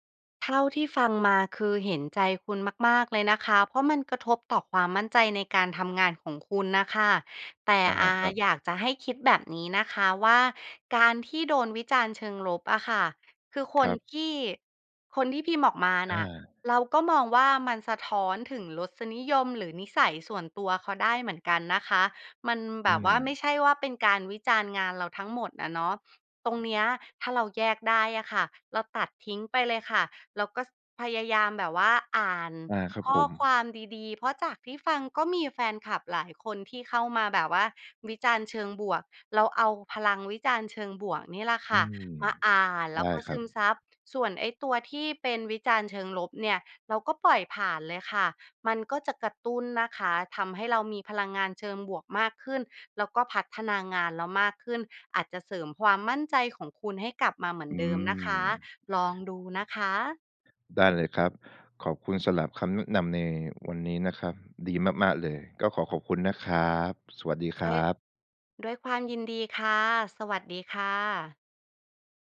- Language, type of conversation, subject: Thai, advice, คุณเคยได้รับคำวิจารณ์เกี่ยวกับงานสร้างสรรค์ของคุณบนสื่อสังคมออนไลน์ในลักษณะไหนบ้าง?
- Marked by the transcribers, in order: other background noise